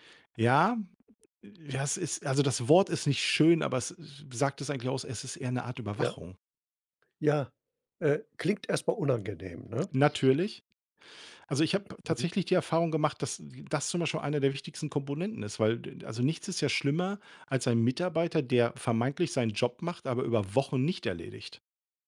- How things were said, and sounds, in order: none
- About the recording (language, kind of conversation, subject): German, podcast, Wie stehst du zu Homeoffice im Vergleich zum Büro?